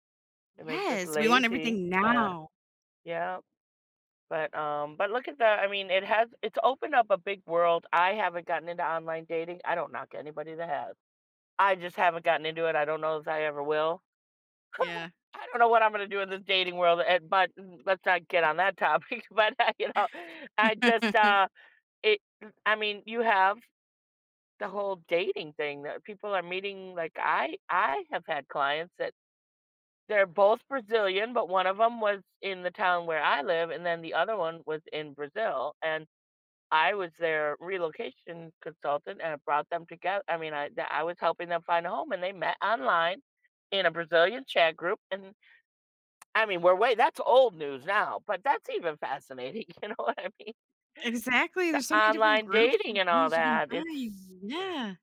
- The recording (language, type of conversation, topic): English, unstructured, How can we find a healthy balance between using technology and living in the moment?
- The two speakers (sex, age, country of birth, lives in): female, 30-34, United States, United States; female, 55-59, United States, United States
- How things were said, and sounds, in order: chuckle; laughing while speaking: "but I you know"; chuckle; laughing while speaking: "you know what I mean"